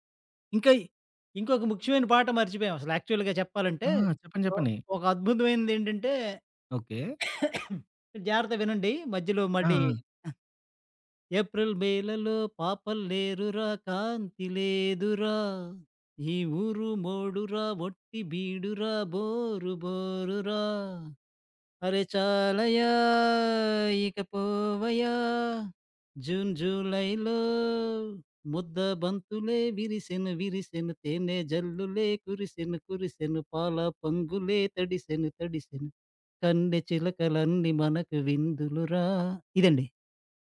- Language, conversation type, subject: Telugu, podcast, పాత పాటలు మిమ్మల్ని ఎప్పుడు గత జ్ఞాపకాలలోకి తీసుకెళ్తాయి?
- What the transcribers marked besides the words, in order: in English: "యాక్చువల్‌గా"; cough; singing: "ఏప్రిల్ మేలలో పాపల్లేరురా కాంతి లేదురా … మనకు విందులు రా"